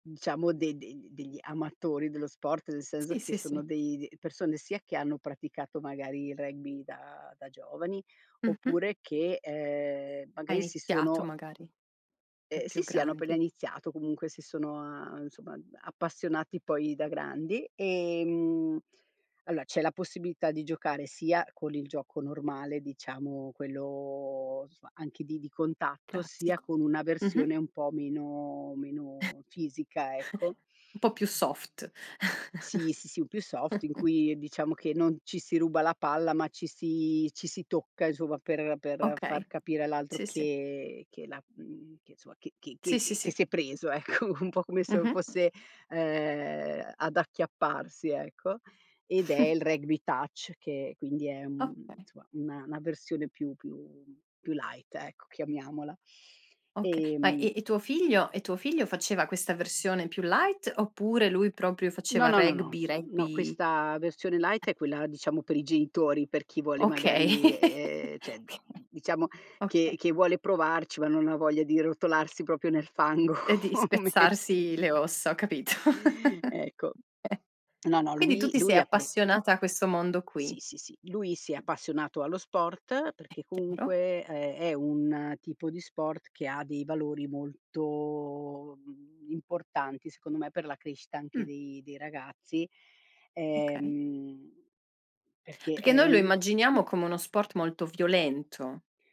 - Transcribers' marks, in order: "allora" said as "alloa"; chuckle; chuckle; "insomma" said as "nsomma"; tapping; laughing while speaking: "ecco"; chuckle; in English: "light"; in English: "light"; unintelligible speech; laugh; laughing while speaking: "okay"; "cioè" said as "ceh"; laughing while speaking: "fango, come"; laugh
- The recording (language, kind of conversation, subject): Italian, podcast, Ti è mai capitato di scoprire per caso una passione, e com’è successo?